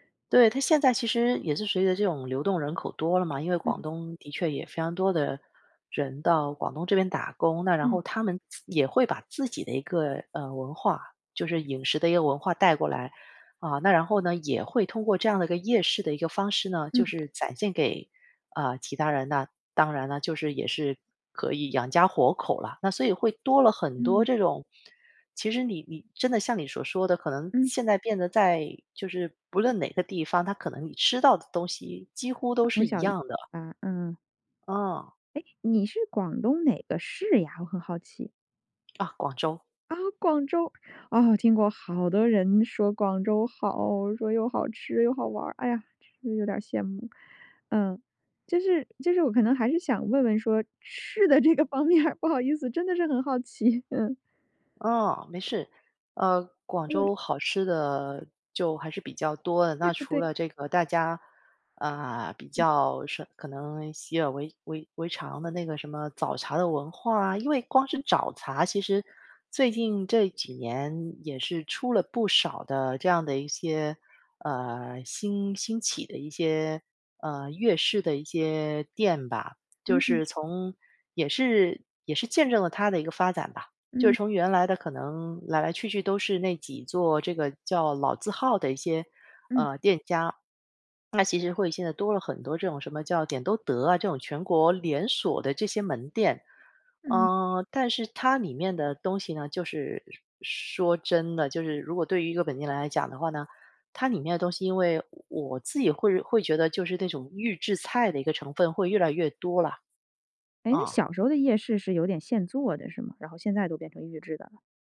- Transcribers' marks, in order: other background noise; "养家糊口" said as "养家活口"; tapping; laughing while speaking: "吃的这个方面儿，不好意思，真的是很好奇。嗯"; "习以为-" said as "习耳为"
- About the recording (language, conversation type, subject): Chinese, podcast, 你会如何向别人介绍你家乡的夜市？